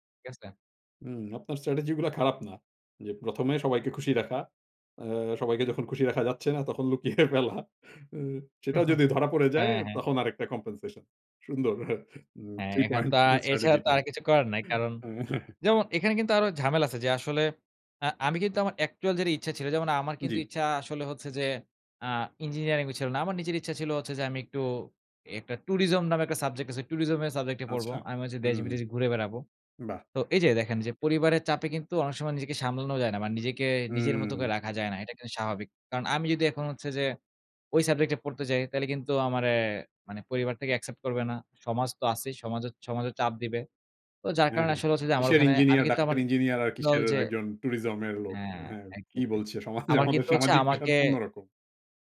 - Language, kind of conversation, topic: Bengali, podcast, পরিবার বা সমাজের চাপের মধ্যেও কীভাবে আপনি নিজের সিদ্ধান্তে অটল থাকেন?
- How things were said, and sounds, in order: laughing while speaking: "তখন লুকিয়ে ফেলা। সেটাও যদি … পয়েন্ট স্ট্র্যাটেজি হ্যাঁ"; scoff; in English: "কমপেনসেশন"; in English: "থ্রি পয়েন্ট স্ট্র্যাটেজি"; unintelligible speech; in English: "tourism"; in English: "tourism"; in English: "টুরিজম"; laughing while speaking: "কি বলছে সমাজে? আমাদের সামাজিক প্রেশার অন্য রকম"